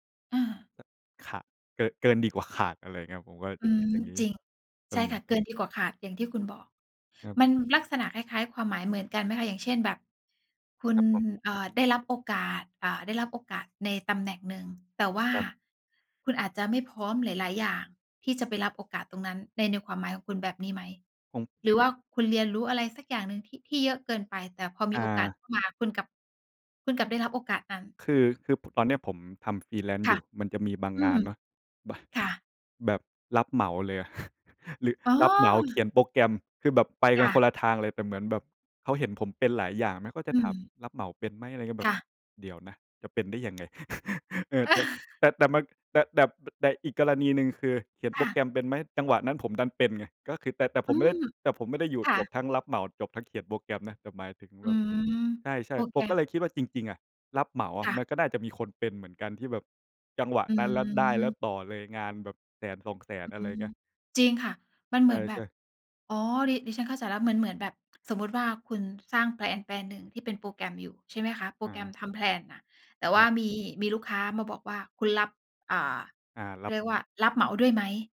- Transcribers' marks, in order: in English: "freelance"; laugh; laugh; "แต่" said as "ได๋"
- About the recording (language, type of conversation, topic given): Thai, unstructured, การเรียนรู้ที่สนุกที่สุดในชีวิตของคุณคืออะไร?